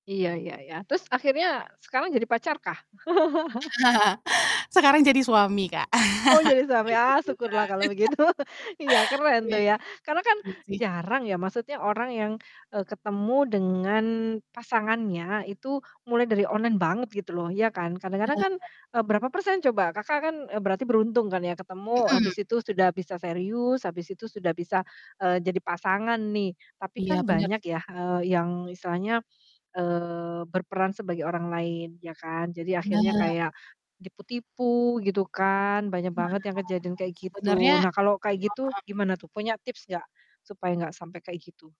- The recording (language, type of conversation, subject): Indonesian, podcast, Bagaimana pengalamanmu saat pertama kali bertemu langsung dengan teman dari internet?
- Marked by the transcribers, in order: chuckle; laugh; chuckle; distorted speech; laugh; chuckle